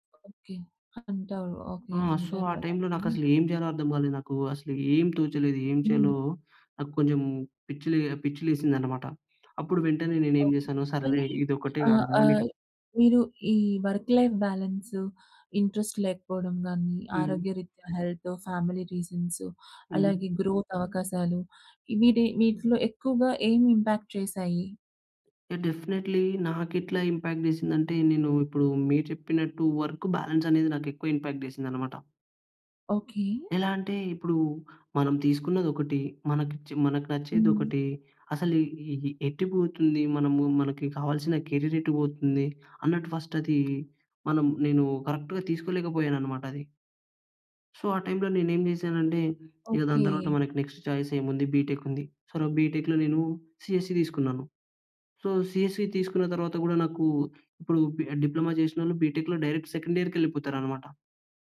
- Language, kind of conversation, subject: Telugu, podcast, మీరు కెరీర్ మార్పు నిర్ణయం ఎలా తీసుకున్నారు?
- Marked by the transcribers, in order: in English: "సో"; in English: "నెక్స్ట్"; in English: "వర్క్‌లైఫ్ బాలన్స్, ఇంట్రెస్ట్"; in English: "హెల్త్, ఫ్యామిలీ రీజన్స్"; in English: "గ్రో‌త్"; in English: "ఇంపాక్ట్"; in English: "డెఫినెట్‌లీ"; in English: "ఇంపాక్ట్"; other background noise; in English: "వర్క్ బాలన్స్"; in English: "ఇంపాక్ట్"; in English: "కేరిర్"; in English: "ఫస్ట్"; in English: "కరెక్ట్‌గా"; in English: "సో"; in English: "నెక్స్ట్ చాయిస్"; in English: "బి‌టెక్"; in English: "సొ"; in English: "బి‌టెక్‌లో"; in English: "సీఎస్‌సి"; in English: "సో, సీఎస్‌సి"; in English: "డిప్లొమా"; in English: "బి‌టెక్‌లో డైరెక్ట్"